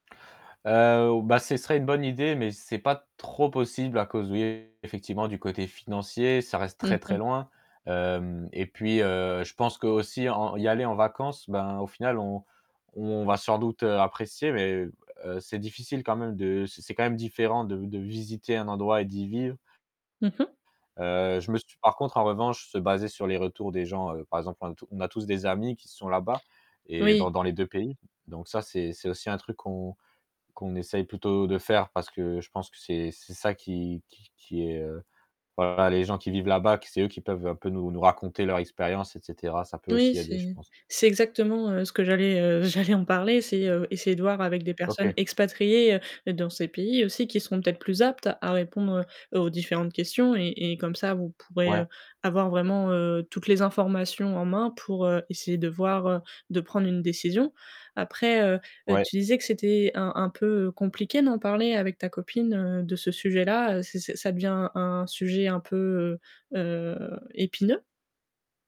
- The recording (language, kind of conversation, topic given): French, advice, Comment gérer des désaccords sur les projets de vie (enfants, déménagement, carrière) ?
- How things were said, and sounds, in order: static; distorted speech; tapping; laughing while speaking: "j'allais"